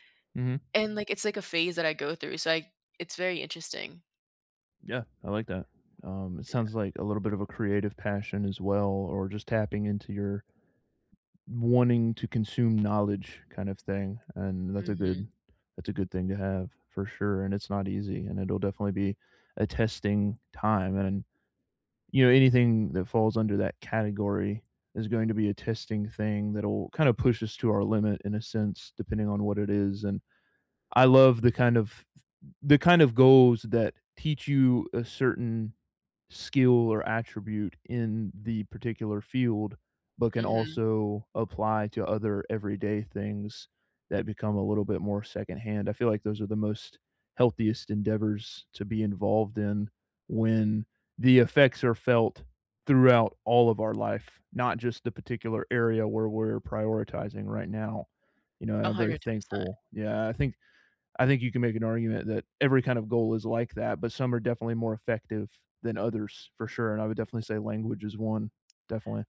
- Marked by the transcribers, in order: other background noise
- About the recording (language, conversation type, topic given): English, unstructured, How do I stay patient yet proactive when change is slow?